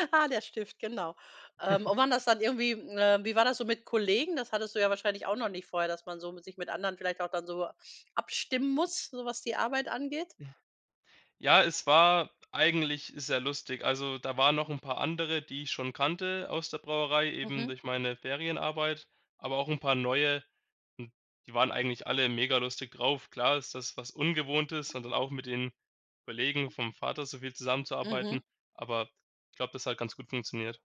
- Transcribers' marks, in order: chuckle; snort; other background noise
- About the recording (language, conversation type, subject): German, podcast, Erzähl mal von deinem ersten Job – wie war das für dich?